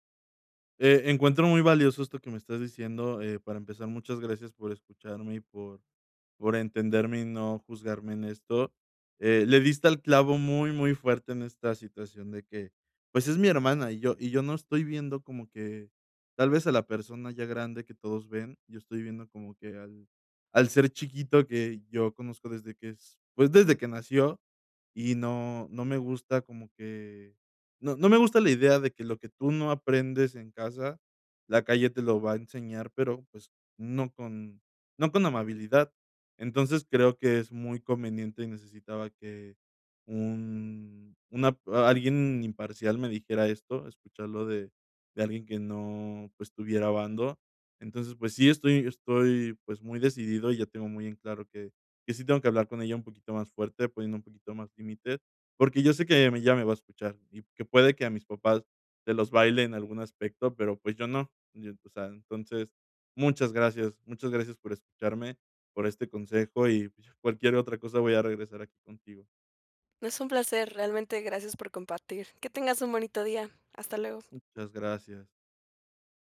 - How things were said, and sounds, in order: other background noise; tapping
- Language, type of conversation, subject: Spanish, advice, ¿Cómo puedo poner límites respetuosos con mis hermanos sin pelear?